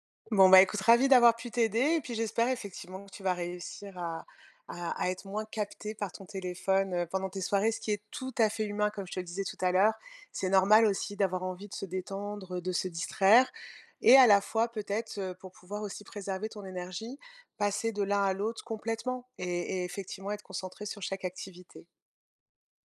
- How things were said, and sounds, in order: none
- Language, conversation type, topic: French, advice, Comment réduire les distractions numériques pendant mes heures de travail ?